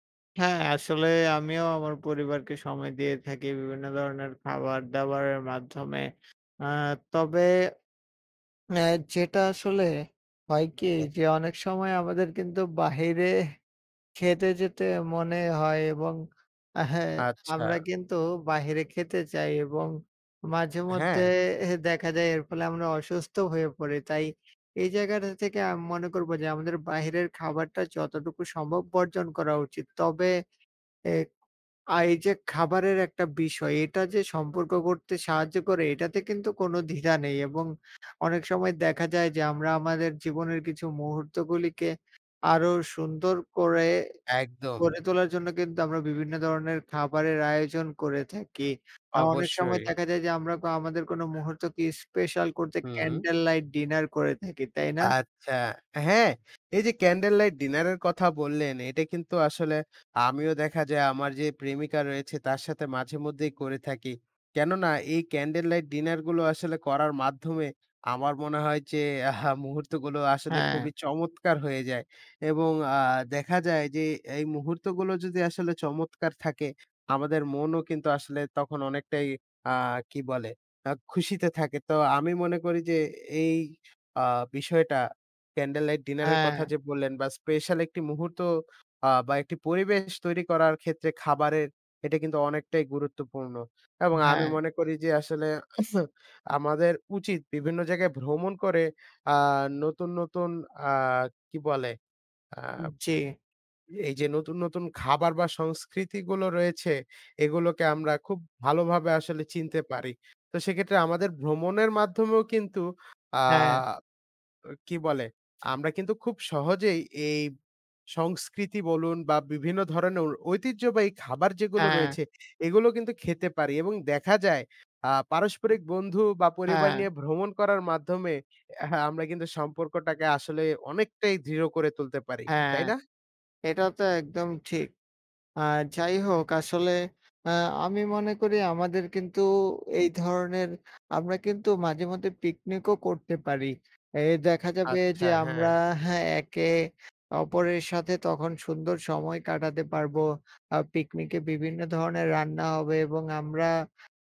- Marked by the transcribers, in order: unintelligible speech; other background noise; sneeze; tapping
- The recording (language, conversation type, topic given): Bengali, unstructured, আপনার মতে, খাবারের মাধ্যমে সম্পর্ক গড়ে তোলা কতটা গুরুত্বপূর্ণ?